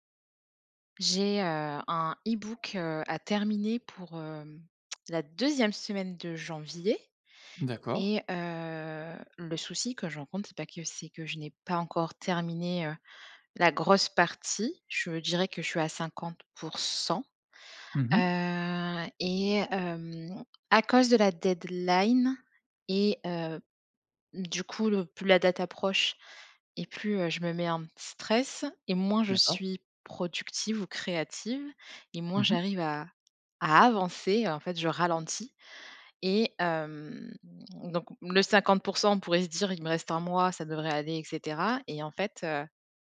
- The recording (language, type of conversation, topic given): French, advice, Comment surmonter un blocage d’écriture à l’approche d’une échéance ?
- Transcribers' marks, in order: stressed: "ebook"; tongue click; drawn out: "heu"; stressed: "pour cent"; drawn out: "Heu"; tapping; other background noise; stressed: "avancer"; stressed: "ralentis"